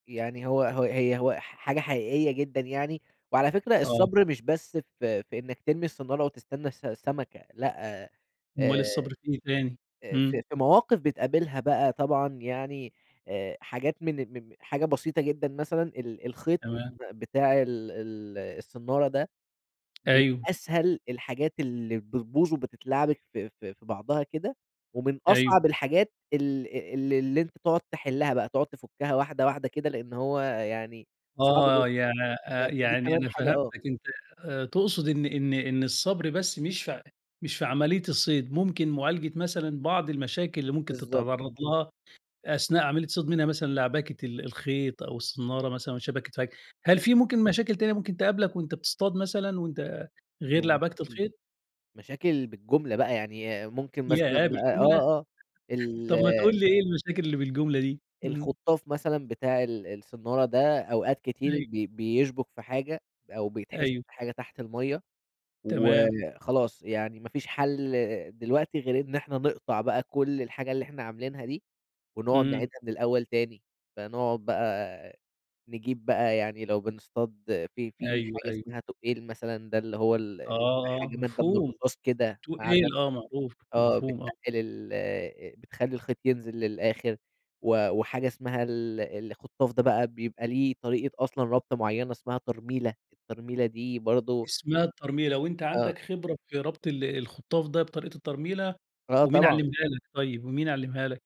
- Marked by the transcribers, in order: tapping; unintelligible speech; chuckle
- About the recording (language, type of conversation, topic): Arabic, podcast, إزاي تلاقي وقت وترجع لهواية كنت سايبها؟